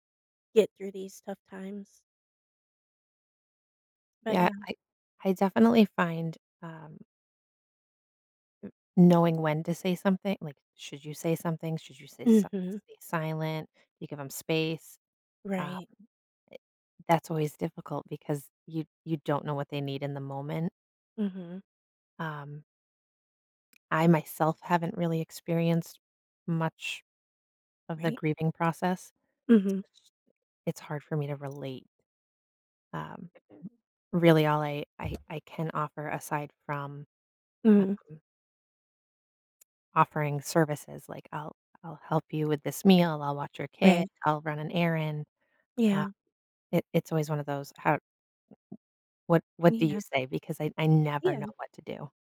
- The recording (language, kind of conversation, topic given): English, unstructured, How can someone support a friend who is grieving?
- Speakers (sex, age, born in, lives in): female, 30-34, United States, United States; female, 40-44, United States, United States
- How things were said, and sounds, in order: tapping; unintelligible speech; other background noise; throat clearing